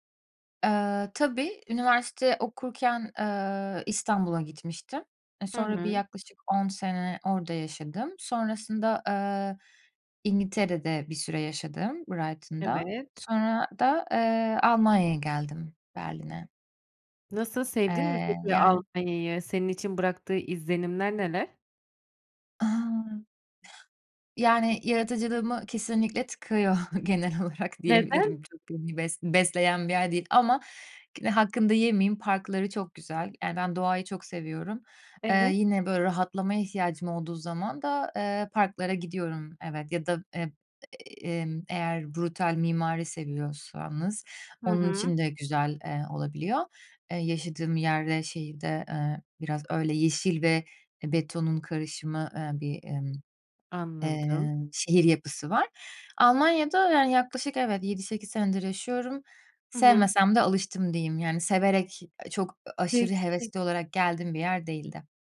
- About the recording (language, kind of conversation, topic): Turkish, podcast, Tıkandığında ne yaparsın?
- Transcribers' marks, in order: other background noise; laughing while speaking: "genel olarak diyebilirim"; in English: "brutal"; tapping